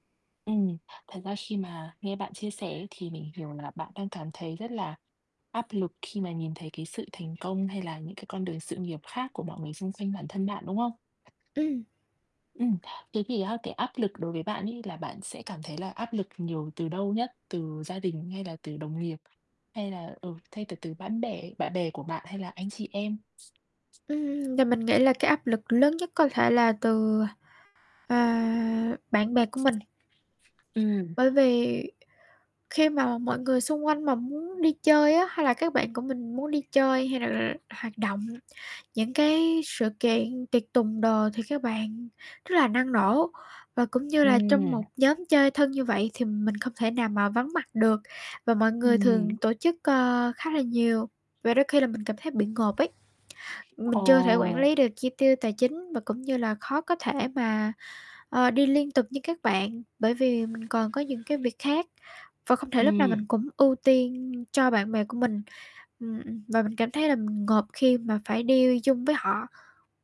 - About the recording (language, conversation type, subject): Vietnamese, advice, Bạn cảm thấy áp lực phải thăng tiến nhanh trong công việc do kỳ vọng xã hội như thế nào?
- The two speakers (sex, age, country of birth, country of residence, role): female, 18-19, Vietnam, Vietnam, user; female, 25-29, Vietnam, Vietnam, advisor
- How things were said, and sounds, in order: tapping; mechanical hum; other background noise